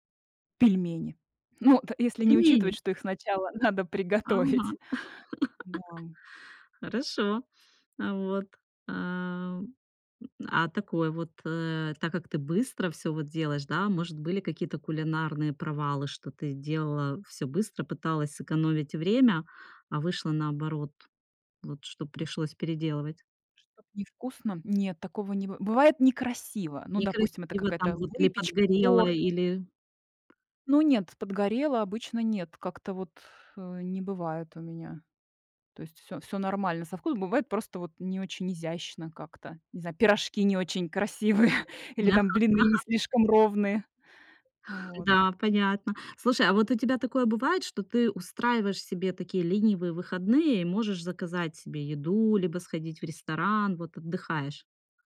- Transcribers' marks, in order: laugh; tapping; laughing while speaking: "красивые"; other background noise
- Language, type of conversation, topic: Russian, podcast, Какие простые приёмы помогают сэкономить время на кухне?